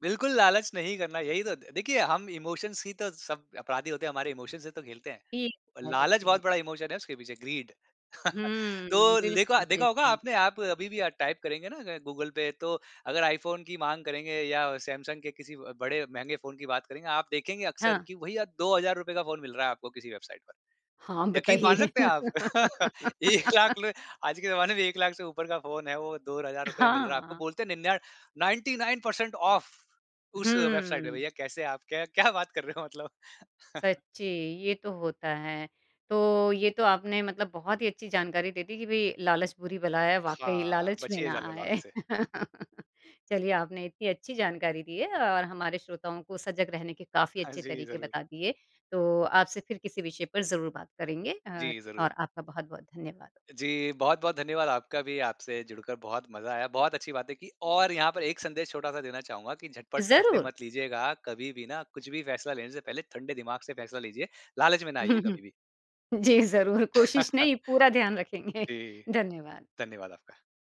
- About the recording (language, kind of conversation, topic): Hindi, podcast, ऑनलाइन धोखाधड़ी से बचने के लिए आप क्या सुझाव देंगे?
- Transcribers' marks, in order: in English: "इमोशंस"; in English: "इमोशंस"; in English: "इमोशन"; in English: "ग्रीड"; chuckle; in English: "टाइप"; laughing while speaking: "हाँ, बताइये"; laugh; laughing while speaking: "एक लाख ले"; laugh; in English: "नाइंटी नाइन परसेंट ऑफ"; laughing while speaking: "क्या बात कर रहे हो मतलब?"; chuckle; "ज़्यादा" said as "जाला"; laugh; laughing while speaking: "हाँ जी"; chuckle; laughing while speaking: "जी, ज़रूर कोशिश नहीं पूरा ध्यान रखेंगे"; chuckle; tapping